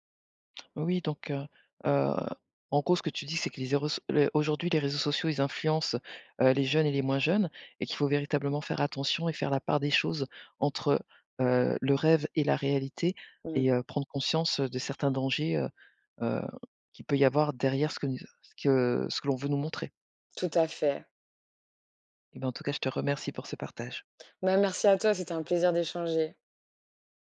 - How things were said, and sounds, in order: none
- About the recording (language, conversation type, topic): French, podcast, Comment les réseaux sociaux influencent-ils nos envies de changement ?